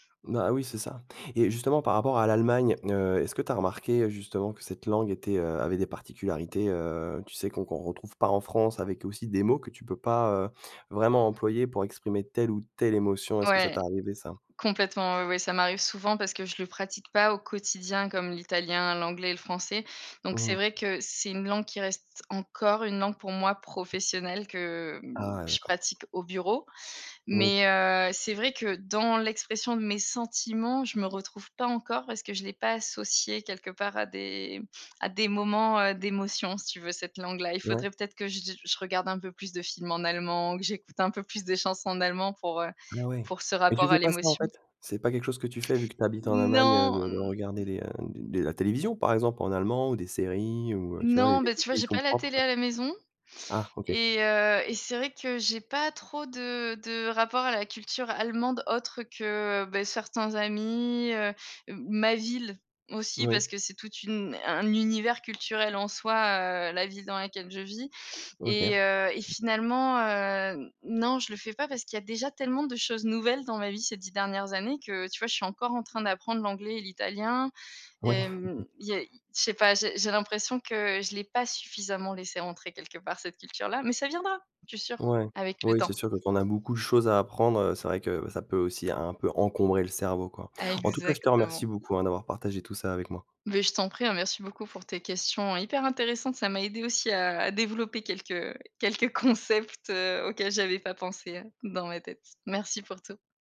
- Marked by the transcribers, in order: other background noise; chuckle; stressed: "ça viendra"; laughing while speaking: "quelques concepts"
- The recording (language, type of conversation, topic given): French, podcast, Comment la langue influence-t-elle ton identité personnelle ?